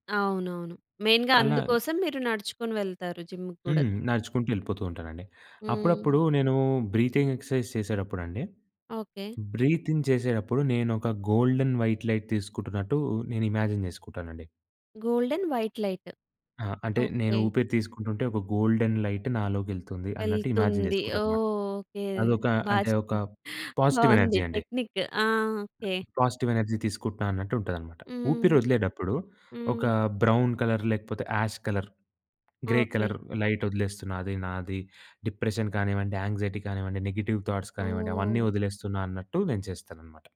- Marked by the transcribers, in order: in English: "మెయిన్‌గా"; in English: "బ్రీతింగ్ ఎక్సర్‌సైజ్"; in English: "బ్రీతిన్"; in English: "గోల్డెన్ వైట్ లైట్"; in English: "ఇమాజిన్"; in English: "గోల్డెన్ వైట్ లైట్"; in English: "గోల్డెన్ లైట్"; in English: "ఇమాజిన్"; in English: "పాజిటివ్ ఎనర్జీ"; giggle; in English: "టెక్నిక్"; other noise; in English: "పాజిటివ్ ఎనర్జీ"; in English: "బ్రౌన్ కలర్"; in English: "యాష్ కలర్, గ్రే కలర్ లైట్"; in English: "డిప్రెషన్"; in English: "యాంక్సైటీ"; in English: "నెగెటివ్ థాట్స్"
- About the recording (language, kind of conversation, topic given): Telugu, podcast, మీ కెరీర్‌లో ఆరోగ్యకరమైన పని–జీవితం సమతుల్యత ఎలా ఉండాలని మీరు భావిస్తారు?